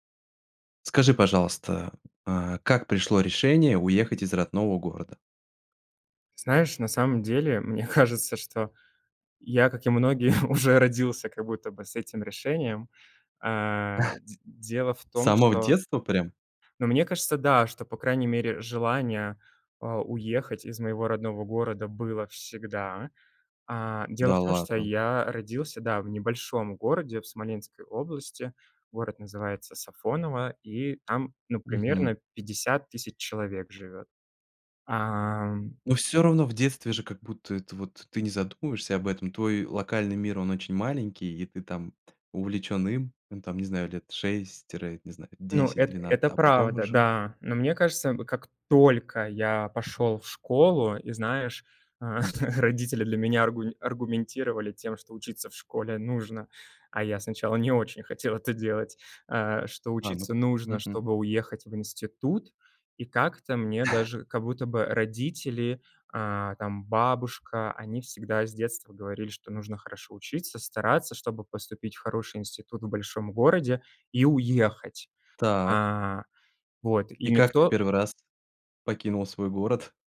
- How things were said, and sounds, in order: laughing while speaking: "уже родился"; chuckle; tapping; laughing while speaking: "э, родители"
- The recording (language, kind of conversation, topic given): Russian, podcast, Как вы приняли решение уехать из родного города?